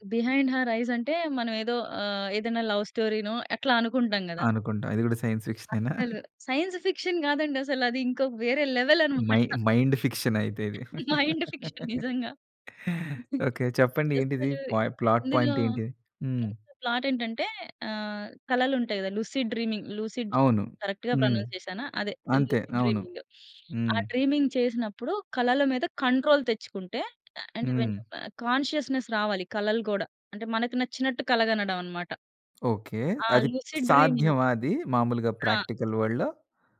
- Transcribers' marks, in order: in English: "బిహైండ్ హర్ ఐస్"; in English: "సైన్స్ ఫిక్షన్"; in English: "లెవెల్"; laughing while speaking: "అనమాట"; in English: "మై మైండ్ ఫిక్షన్"; laughing while speaking: "మైండ్ ఫిక్షన్ నిజంగా"; in English: "మైండ్ ఫిక్షన్"; laugh; in English: "పాయ్ ప్లాట్ పాయింట్"; in English: "ప్లాట్"; in English: "లుసిడ్ డ్రీమింగ్ లూసిడ్ డ్రీమింగ్ కరెక్ట్‌గా ప్రొనౌన్స్"; in English: "లూసిడ్ డ్రీమింగ్"; in English: "డ్రీమింగ్"; in English: "కంట్రోల్"; in English: "వెన్ కాన్షియస్‌నెస్"; tapping; in English: "లూసిడ్ డ్రీమింగ్"; in English: "ప్రాక్టికల్ వల్డ్‌లో?"
- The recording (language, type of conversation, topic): Telugu, podcast, ఇప్పటివరకు మీరు బింగే చేసి చూసిన ధారావాహిక ఏది, ఎందుకు?
- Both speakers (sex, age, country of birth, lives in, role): female, 30-34, India, India, guest; male, 40-44, India, India, host